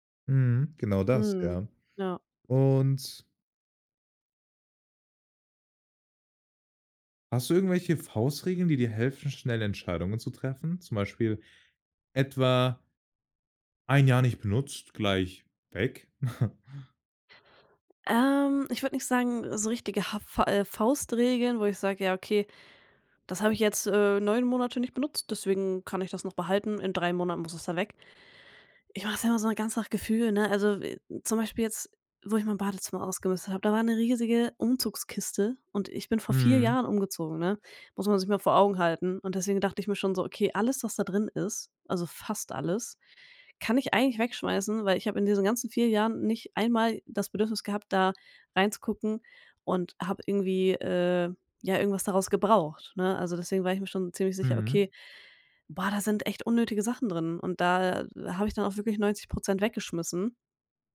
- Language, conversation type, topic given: German, podcast, Wie gehst du beim Ausmisten eigentlich vor?
- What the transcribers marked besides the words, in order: chuckle